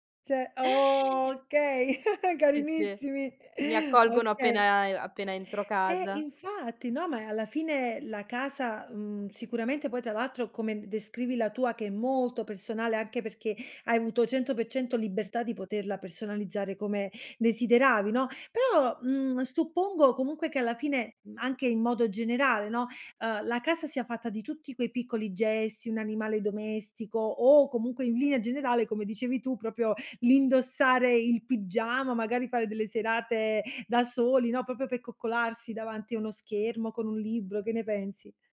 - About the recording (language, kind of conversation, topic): Italian, podcast, Che cosa rende davvero una casa accogliente per te?
- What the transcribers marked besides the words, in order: "Cioè" said as "ceh"; drawn out: "okay"; chuckle; laughing while speaking: "carinissimi"; "proprio" said as "propio"; "proprio" said as "propio"